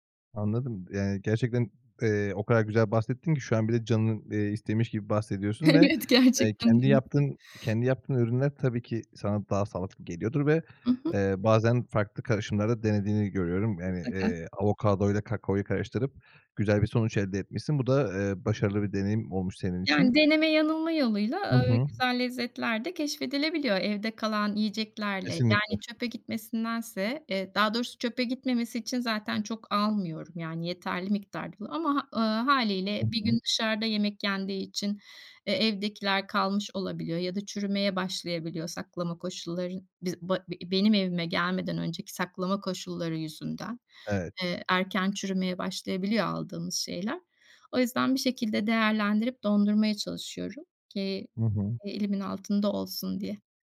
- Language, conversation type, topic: Turkish, podcast, Yerel ve mevsimlik yemeklerle basit yaşam nasıl desteklenir?
- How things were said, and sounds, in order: laughing while speaking: "Evet, gerçekten"; unintelligible speech; other background noise